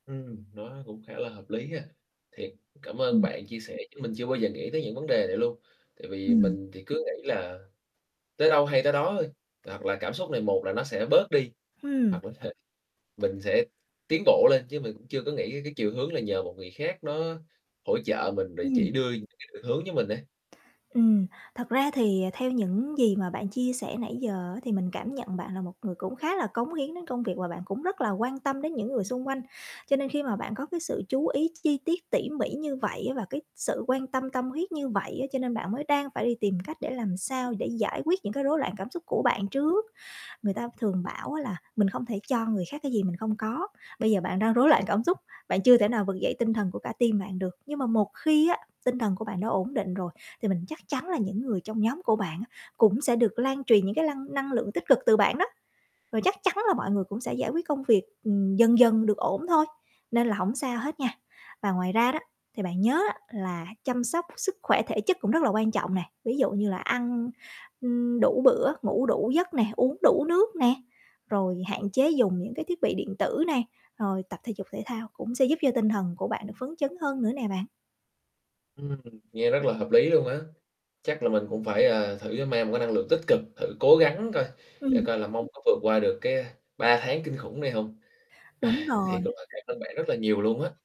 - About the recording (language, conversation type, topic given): Vietnamese, advice, Căng thẳng công việc đang làm rối loạn cảm xúc hằng ngày của bạn như thế nào?
- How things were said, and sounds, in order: distorted speech; static; other background noise; tapping; in English: "team"; sigh